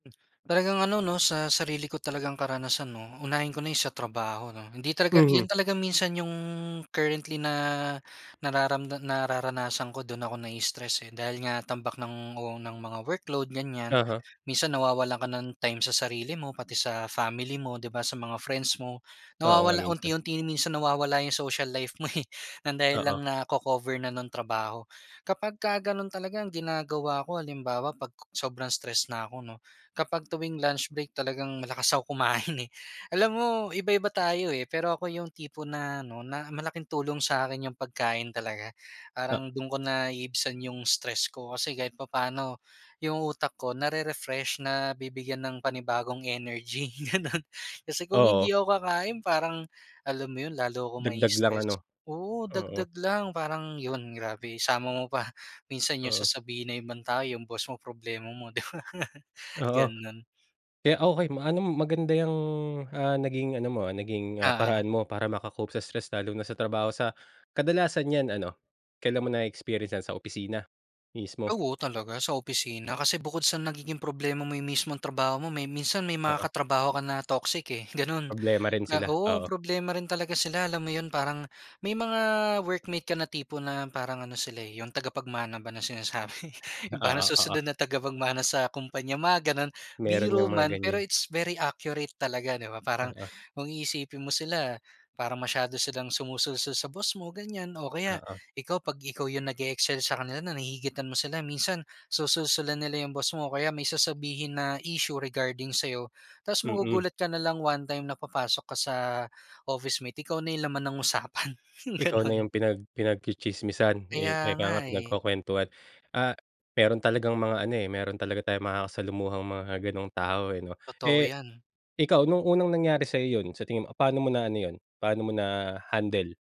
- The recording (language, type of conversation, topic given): Filipino, podcast, Ano ang ginagawa mo kapag nai-stress o nabibigatan ka na?
- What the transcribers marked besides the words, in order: tapping; laughing while speaking: "eh"; other background noise; laughing while speaking: "kumain"; laughing while speaking: "gano'n"; laughing while speaking: "'di ba?"; laughing while speaking: "sinasabi"; laughing while speaking: "ganun"